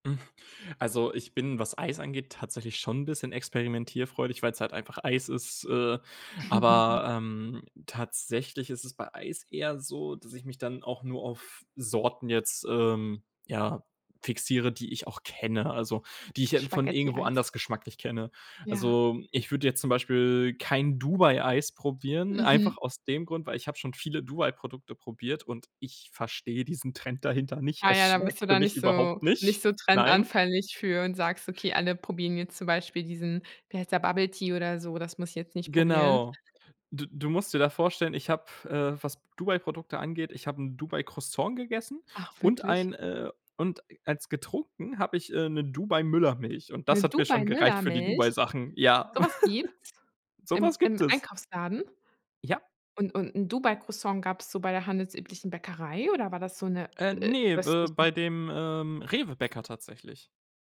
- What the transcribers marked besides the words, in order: other noise; stressed: "schon"; giggle; stressed: "kenne"; stressed: "Dubai-Eis"; anticipating: "Ach wirklich?"; surprised: "'Ne Dubai-Müllermilch?"; giggle; put-on voice: "So was gibt es"
- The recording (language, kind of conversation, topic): German, podcast, Wie gehst du vor, wenn du neue Gerichte probierst?